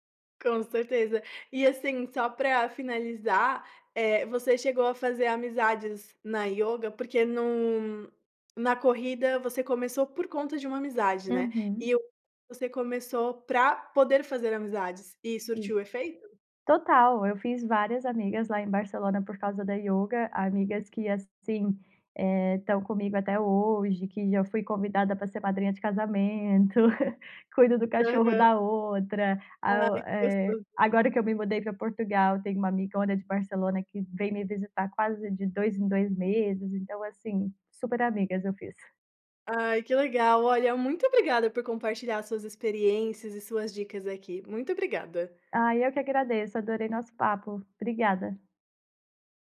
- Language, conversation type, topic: Portuguese, podcast, Que atividade ao ar livre te recarrega mais rápido?
- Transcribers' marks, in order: chuckle